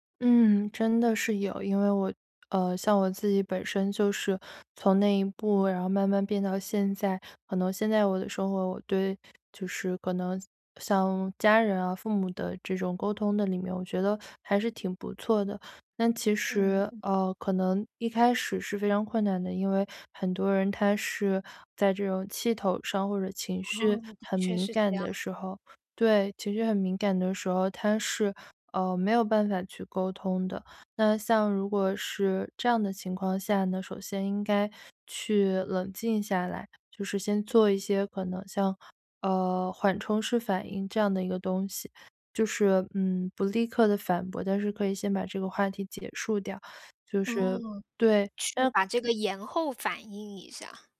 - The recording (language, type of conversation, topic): Chinese, podcast, 当父母越界时，你通常会怎么应对？
- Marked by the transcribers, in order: other background noise